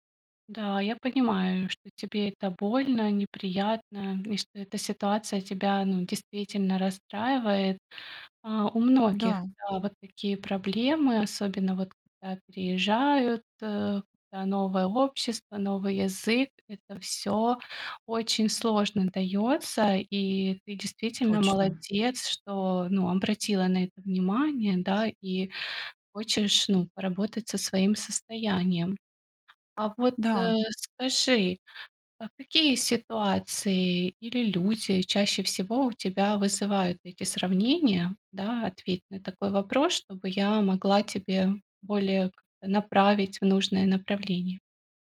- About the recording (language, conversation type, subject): Russian, advice, Как перестать постоянно сравнивать себя с друзьями и перестать чувствовать, что я отстаю?
- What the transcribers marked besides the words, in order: other background noise